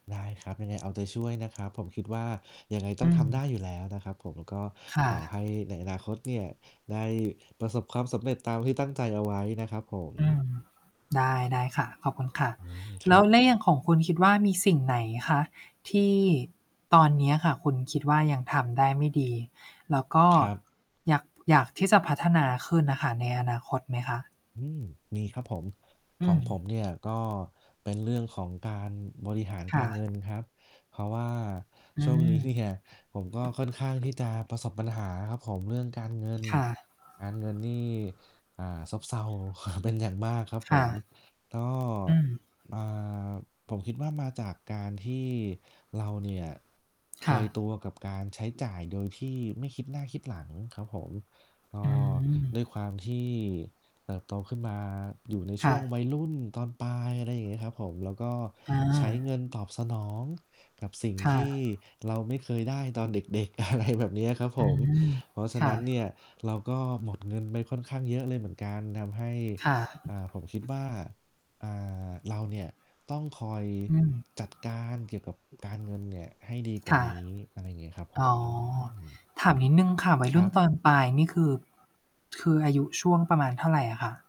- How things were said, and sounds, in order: distorted speech; static; tapping; laughing while speaking: "เนี่ย"; other background noise; chuckle; chuckle
- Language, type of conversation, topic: Thai, unstructured, คุณอยากเห็นตัวเองเป็นอย่างไรในอีกสิบปีข้างหน้า?
- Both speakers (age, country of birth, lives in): 30-34, Thailand, Thailand; 60-64, Thailand, Thailand